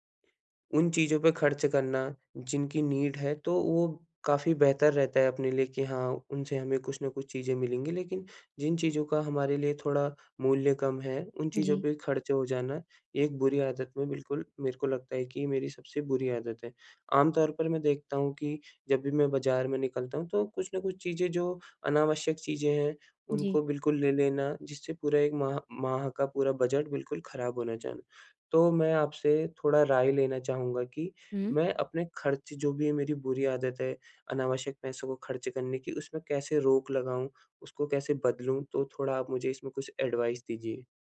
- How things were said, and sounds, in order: in English: "नीड"; in English: "एडवाइस"
- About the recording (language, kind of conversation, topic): Hindi, advice, मैं अपनी खर्च करने की आदतें कैसे बदलूँ?